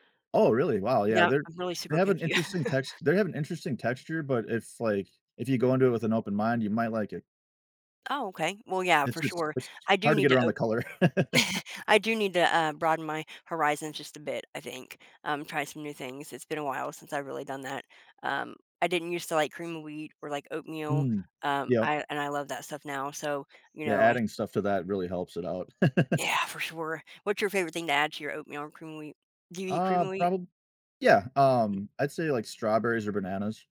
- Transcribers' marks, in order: chuckle; other background noise; chuckle; laugh; laugh
- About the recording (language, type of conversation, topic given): English, unstructured, How has your personal taste in brunch evolved over the years, and what do you think influenced that change?
- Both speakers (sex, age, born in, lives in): female, 45-49, United States, United States; male, 35-39, United States, United States